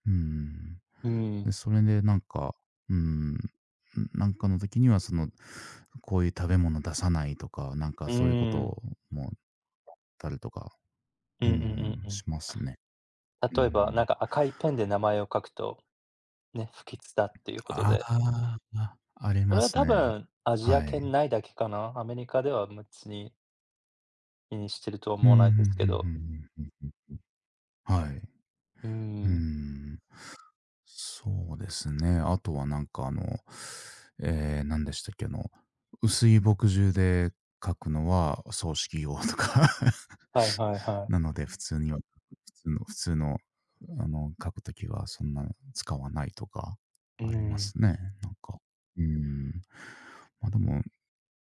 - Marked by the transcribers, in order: laugh
- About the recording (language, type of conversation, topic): Japanese, unstructured, 異文化の中で驚いたタブーはありますか？